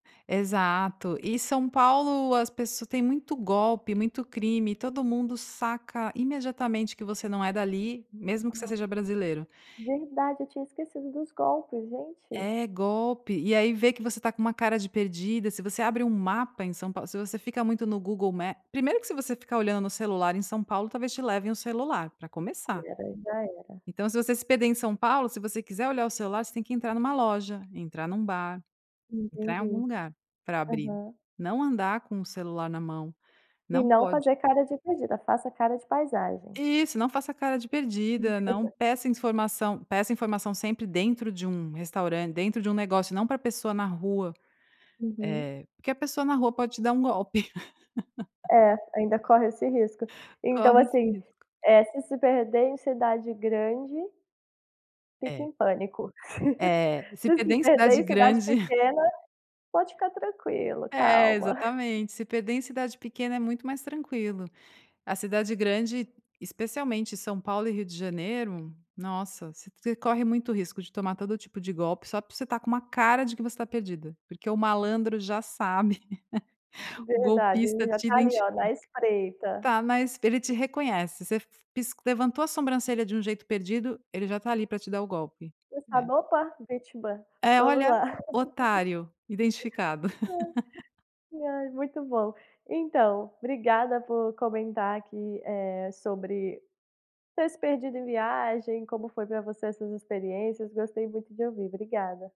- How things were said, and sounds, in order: giggle; laugh; tapping; giggle; chuckle; giggle; giggle; laugh; other background noise; laugh
- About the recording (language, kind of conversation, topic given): Portuguese, podcast, Você já se perdeu durante uma viagem e como lidou com isso?